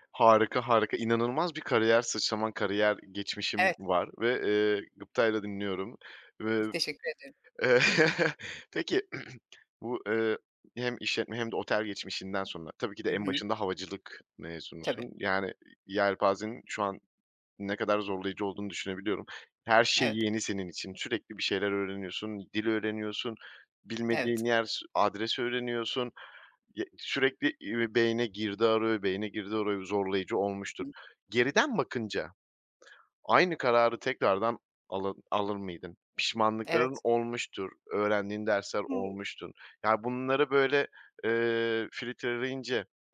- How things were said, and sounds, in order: unintelligible speech; chuckle; throat clearing; "filtreleyince" said as "filitreleyince"
- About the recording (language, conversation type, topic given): Turkish, podcast, Hayatını değiştiren karar hangisiydi?